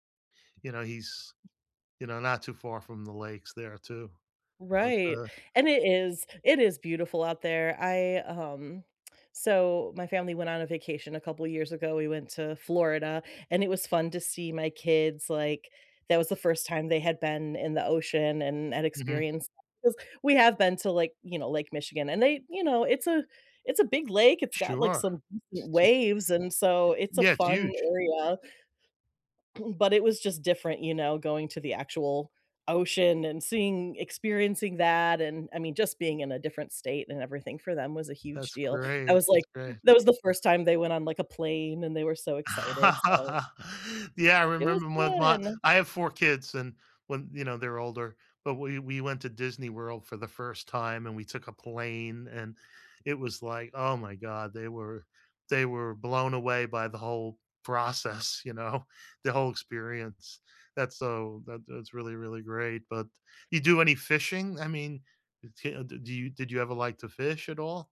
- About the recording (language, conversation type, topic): English, unstructured, What outdoor activity instantly lifts your spirits, and how can we enjoy it together soon?
- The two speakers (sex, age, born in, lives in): female, 45-49, United States, United States; male, 65-69, United States, United States
- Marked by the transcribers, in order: tapping; laugh; other background noise